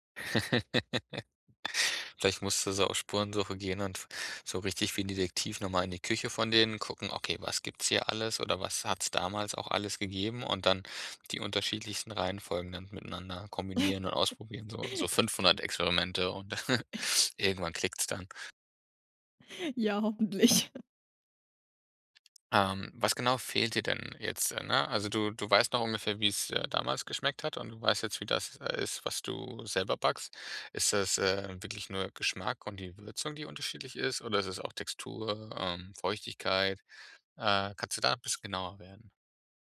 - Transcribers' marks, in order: laugh; chuckle; chuckle; other background noise; laughing while speaking: "hoffentlich"
- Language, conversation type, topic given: German, podcast, Gibt es ein verlorenes Rezept, das du gerne wiederhättest?